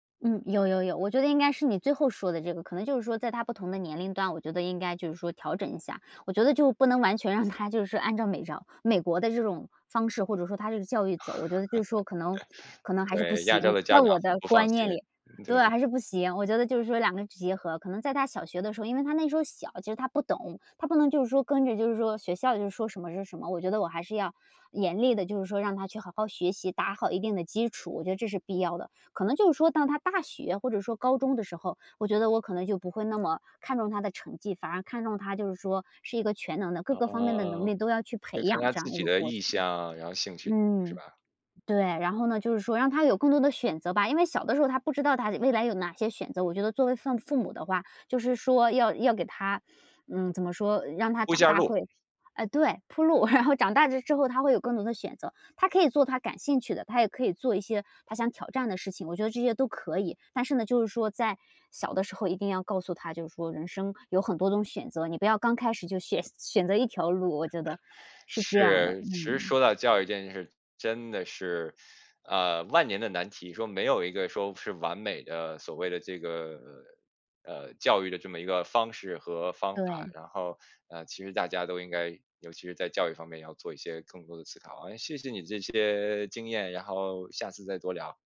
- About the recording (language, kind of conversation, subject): Chinese, podcast, 你怎么看待当前的应试教育现象？
- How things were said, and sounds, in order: laugh; laugh; laugh